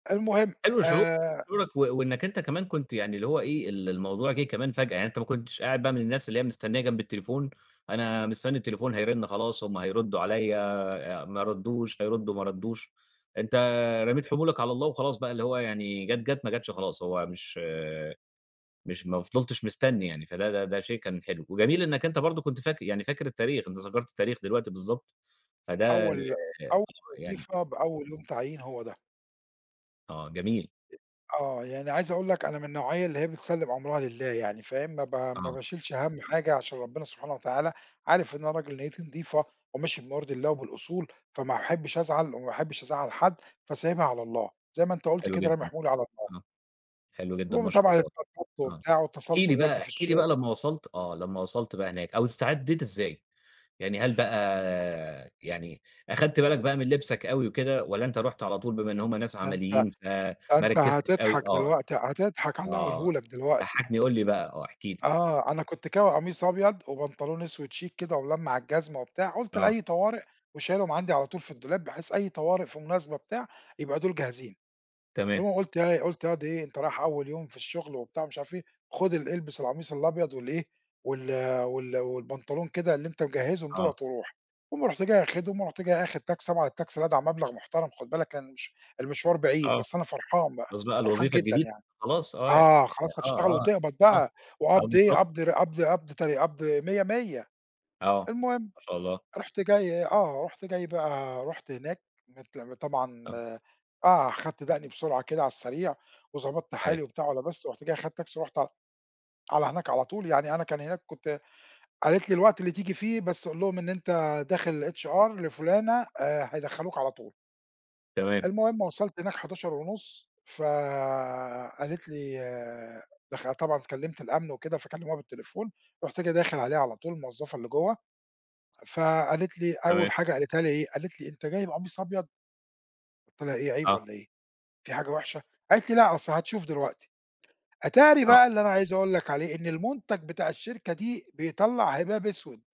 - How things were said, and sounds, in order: tapping; in English: "للHR"
- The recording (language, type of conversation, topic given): Arabic, podcast, إزاي وصلت للوظيفة اللي إنت فيها دلوقتي؟